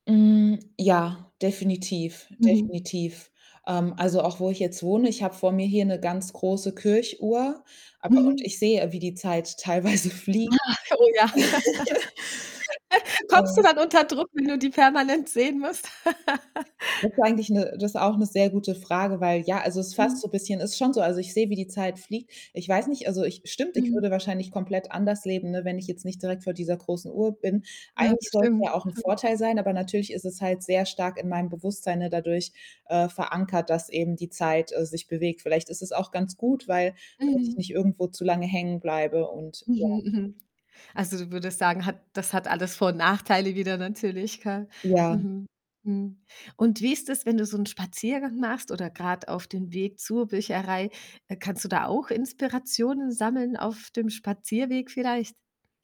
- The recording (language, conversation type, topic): German, podcast, Wo findest du Inspiration außerhalb des Internets?
- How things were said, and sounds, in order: distorted speech; chuckle; laughing while speaking: "Ah"; laughing while speaking: "teilweise"; laugh; joyful: "Kommst du dann unter Druck, wenn du die permanent sehen musst?"; laugh; laugh; chuckle; other background noise